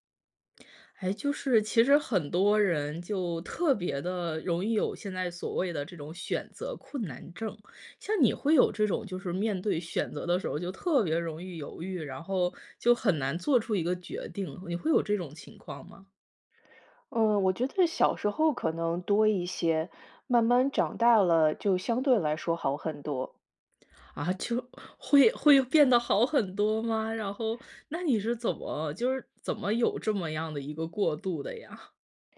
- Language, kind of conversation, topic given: Chinese, podcast, 你有什么办法能帮自己更快下决心、不再犹豫吗？
- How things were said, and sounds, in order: surprised: "啊，就"